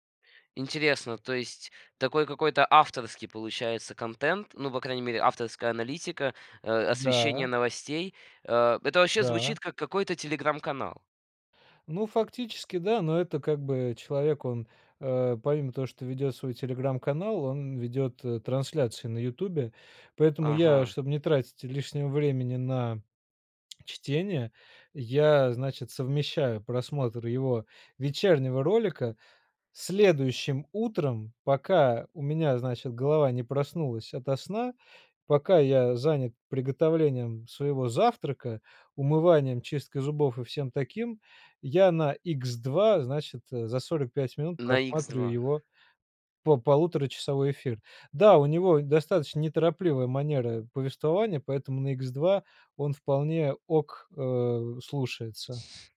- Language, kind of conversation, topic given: Russian, podcast, Какие приёмы помогают не тонуть в потоке информации?
- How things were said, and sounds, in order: tapping; "окей" said as "ок"